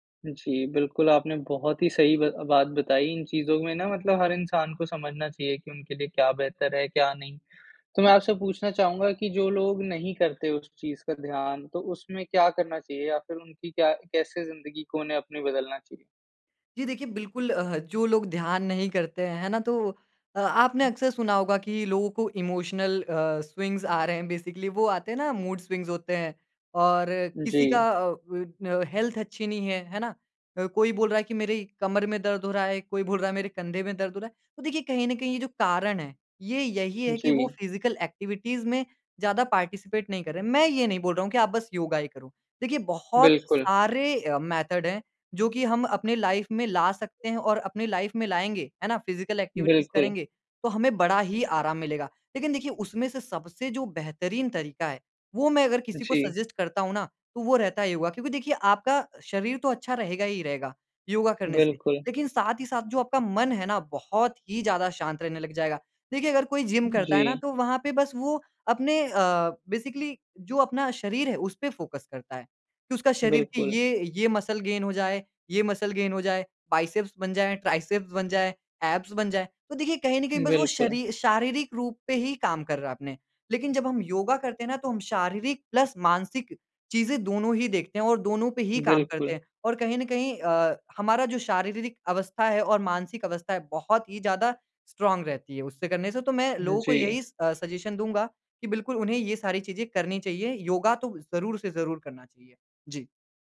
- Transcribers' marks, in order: in English: "इमोशनल"; in English: "स्विंग्स"; laughing while speaking: "आ रहे हैं"; in English: "बेसिकली"; in English: "मूड स्विंग्स"; in English: "हेल्थ"; laughing while speaking: "बोल रहा है"; in English: "फिज़िकल ऐक्टिविटीज़"; in English: "पार्टिसिपेट"; in English: "मेथड"; in English: "लाइफ़"; in English: "लाइफ़"; in English: "फिज़िकल ऐक्टिविटीज़"; in English: "सजेस्ट"; in English: "बेसिकली"; in English: "फ़ोकस"; in English: "मसल गेन"; in English: "मसल गेन"; in English: "बाइसेप्स"; in English: "ट्राइसेप्स"; in English: "ऐब्स"; in English: "प्लस"; "शारीरिक" said as "शारीरीरिक"; in English: "स्ट्रॉन्ग"; in English: "सजेशन"
- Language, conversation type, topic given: Hindi, podcast, योग ने आपके रोज़मर्रा के जीवन पर क्या असर डाला है?